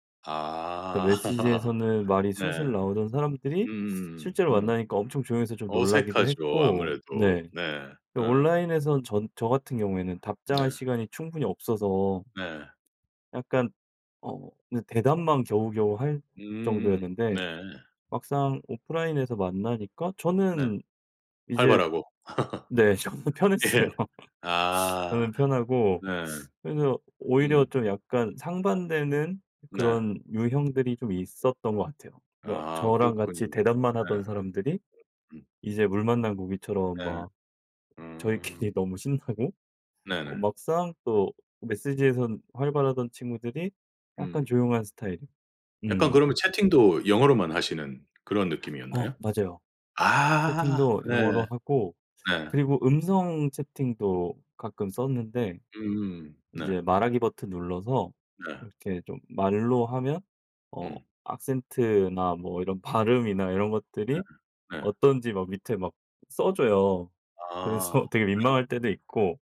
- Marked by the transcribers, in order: laugh; other background noise; laughing while speaking: "저는 편했어요"; laugh; teeth sucking; tapping; laughing while speaking: "저희끼리 너무 신나고"
- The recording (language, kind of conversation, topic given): Korean, podcast, 온라인에서 알던 사람을 실제로 처음 만났을 때 어떤 기분이었나요?